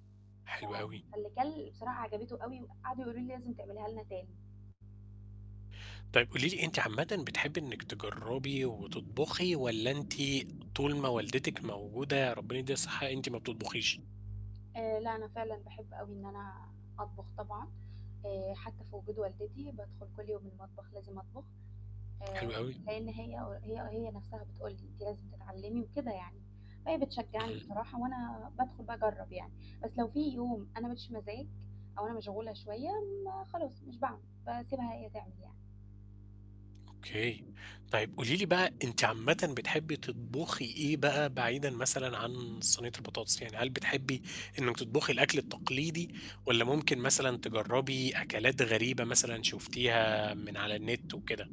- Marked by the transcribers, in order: mechanical hum
- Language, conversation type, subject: Arabic, podcast, احكيلي عن تجربة طبخ نجحت معاك؟